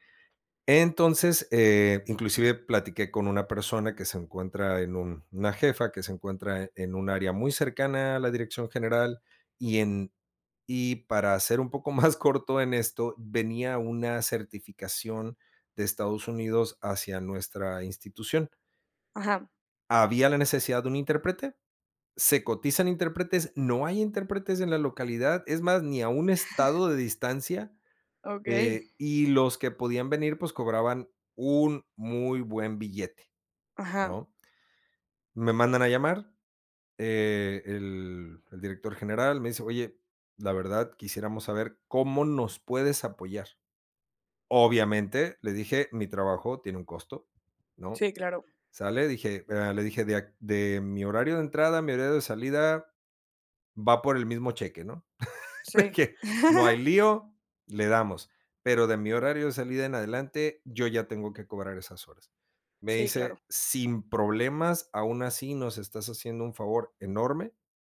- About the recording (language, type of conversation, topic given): Spanish, podcast, ¿Por qué crees que la visibilidad es importante?
- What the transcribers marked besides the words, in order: laugh; chuckle; laugh